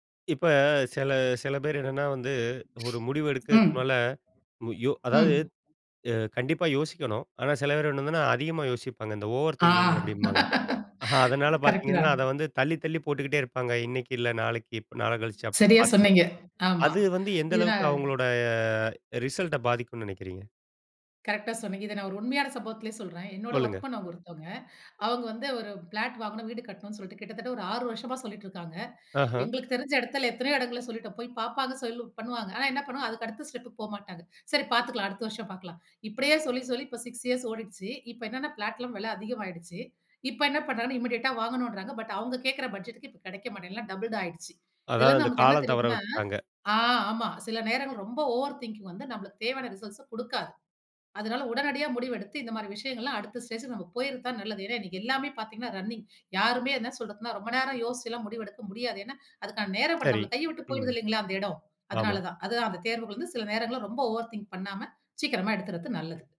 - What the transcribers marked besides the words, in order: tapping; sneeze; other noise; in English: "ஓவர் திங்கிங்"; chuckle; laugh; in English: "இமிடியேட்டா"; in English: "டபிள்டு"; in English: "ஓவர் திங்கிங்"; in English: "ரிசல்ட்ஸ"; in English: "ரன்னிங்"; in English: "ஓவர் திங்க்"
- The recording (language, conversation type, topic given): Tamil, podcast, பல தேர்வுகள் இருக்கும் போது முடிவு எடுக்க முடியாமல் போனால் நீங்கள் என்ன செய்வீர்கள்?